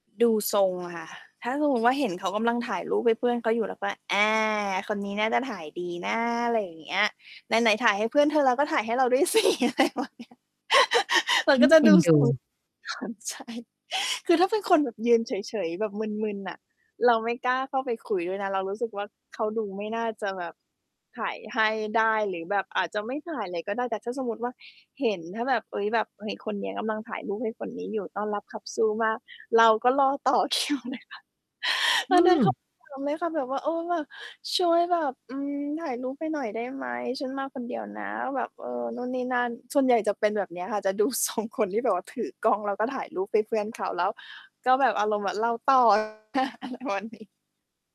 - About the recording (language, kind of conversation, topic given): Thai, podcast, คุณหาเพื่อนใหม่ตอนเดินทางคนเดียวยังไงบ้าง?
- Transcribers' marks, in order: "สมมุติ" said as "ฮุงฮุง"; laughing while speaking: "สิ อะไรประมาณเนี้ย"; static; laugh; laughing while speaking: "ความใช่"; laughing while speaking: "คิวเลยค่ะ"; tapping; distorted speech; laughing while speaking: "ทรง"; chuckle; laughing while speaking: "ประมาณนี้"